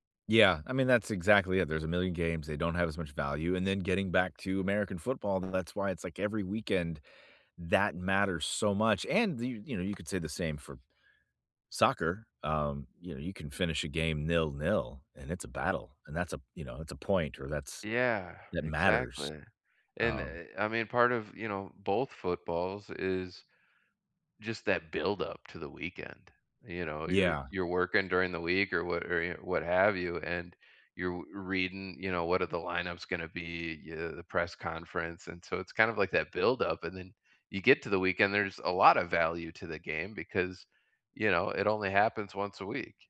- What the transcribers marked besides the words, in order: other background noise; tapping
- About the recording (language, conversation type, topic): English, unstructured, What is your favorite sport to watch or play?
- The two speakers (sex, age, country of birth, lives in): male, 35-39, United States, United States; male, 50-54, United States, United States